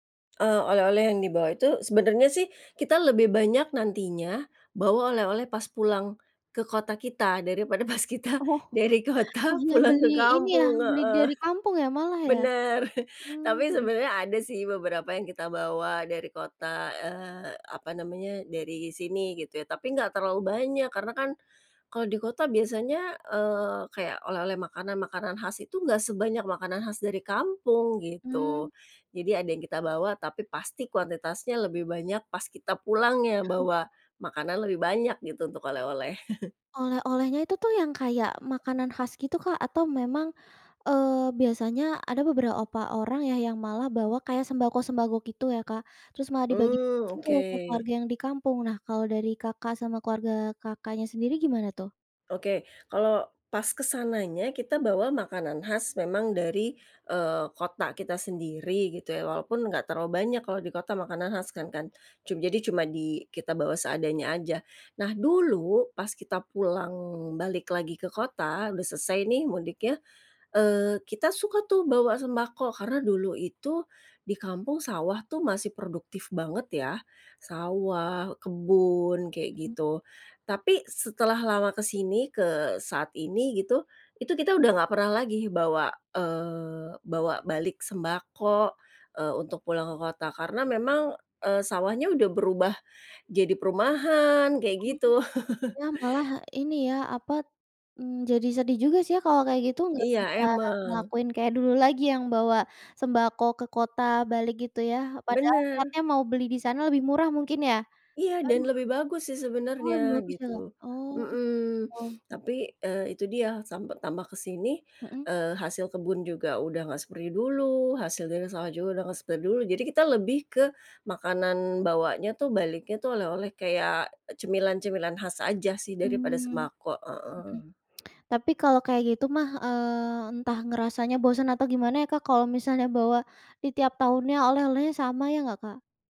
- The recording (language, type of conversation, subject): Indonesian, podcast, Bisa ceritakan tradisi keluarga yang paling berkesan buatmu?
- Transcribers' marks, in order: laughing while speaking: "pas kita dari kota"; laughing while speaking: "Oh"; chuckle; chuckle; "beberapa" said as "beberaopa"; chuckle; other background noise